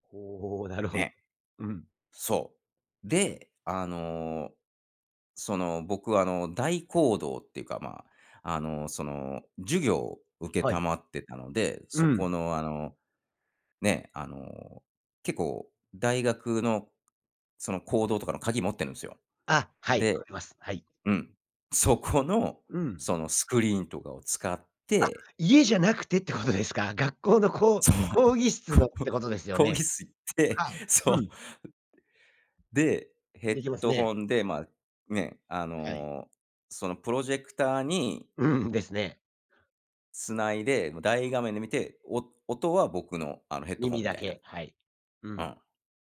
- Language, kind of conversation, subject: Japanese, podcast, 最近、映画を観て現実逃避したことはありますか？
- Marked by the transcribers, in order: laughing while speaking: "そう、こう 講義室行って そう"